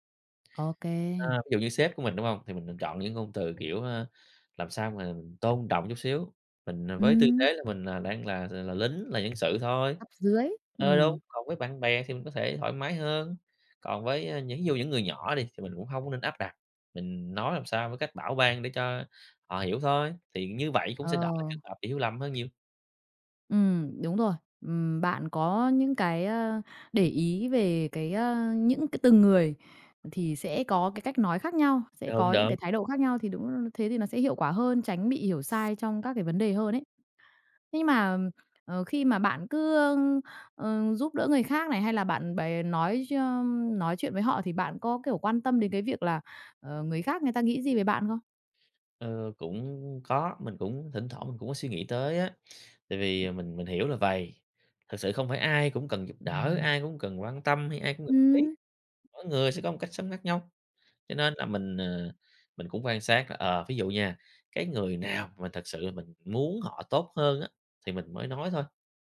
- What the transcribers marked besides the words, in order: other background noise; tapping; background speech; "quan" said as "phan"
- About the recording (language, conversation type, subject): Vietnamese, podcast, Bạn nên làm gì khi người khác hiểu sai ý tốt của bạn?
- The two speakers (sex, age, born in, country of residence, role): female, 30-34, Vietnam, Vietnam, host; male, 30-34, Vietnam, Vietnam, guest